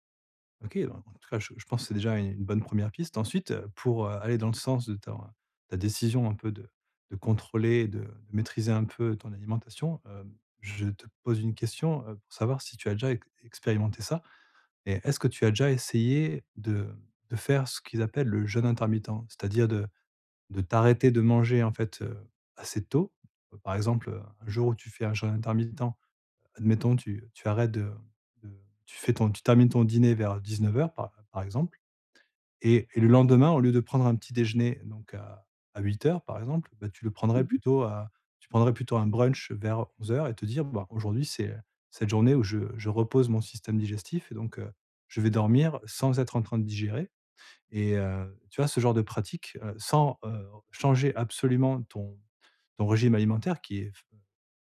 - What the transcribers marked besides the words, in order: none
- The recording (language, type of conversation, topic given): French, advice, Que puis-je faire dès maintenant pour préserver ma santé et éviter des regrets plus tard ?